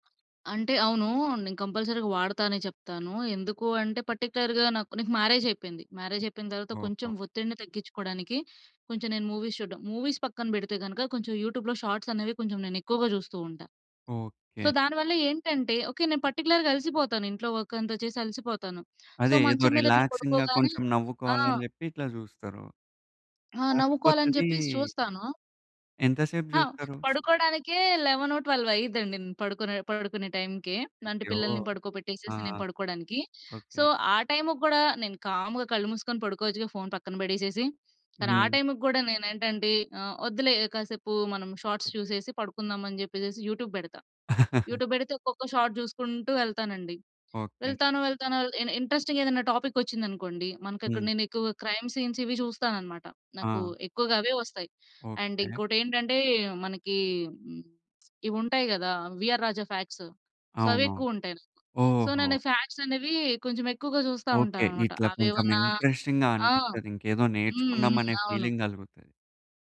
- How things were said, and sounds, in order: other background noise; in English: "కంపల్సరీగా"; in English: "పర్టిక్యులర్‌గా"; in English: "మ్యారేజ్"; in English: "మ్యారేజ్"; in English: "మూవీస్"; in English: "మూవీస్"; in English: "యూట్యూబ్‌లో షార్ట్స్"; in English: "సో"; in English: "పర్టిక్యులర్‌గా"; in English: "వర్క్"; in English: "రిలాక్సింగ్‌గా"; in English: "సో"; other noise; in English: "సో"; in English: "కామ్‌గా"; in English: "షార్ట్స్"; in English: "యూట్యూబ్"; chuckle; in English: "యూట్యూబ్"; in English: "షాట్"; in English: "ఇంట్రెస్టింగ్"; in English: "టాపిక్"; in English: "క్రైమ్ సీన్స్"; in English: "అండ్"; in English: "సో"; in English: "సో"; in English: "ఫాక్ట్స్"; in English: "ఇంట్రెస్టింగ్‌గా"; in English: "ఫీలింగ్"
- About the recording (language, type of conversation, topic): Telugu, podcast, సోషల్ మీడియా వాడకాన్ని తగ్గించిన తర్వాత మీ నిద్రలో ఎలాంటి మార్పులు గమనించారు?